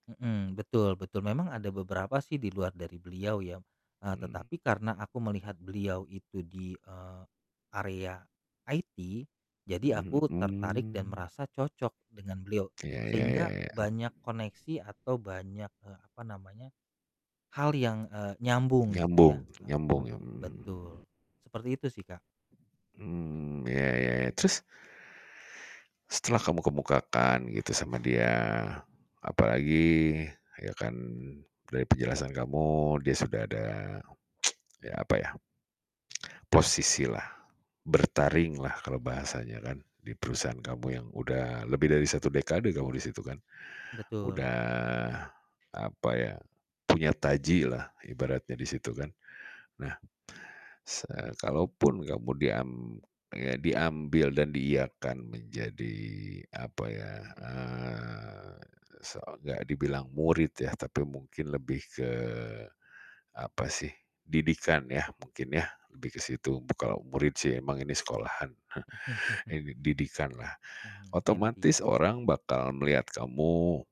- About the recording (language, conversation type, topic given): Indonesian, podcast, Bagaimana kamu mencari mentor yang cocok untuk kariermu?
- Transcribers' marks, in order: in English: "IT"; distorted speech; static; other background noise; tsk; drawn out: "eee"; chuckle; in English: "mentee"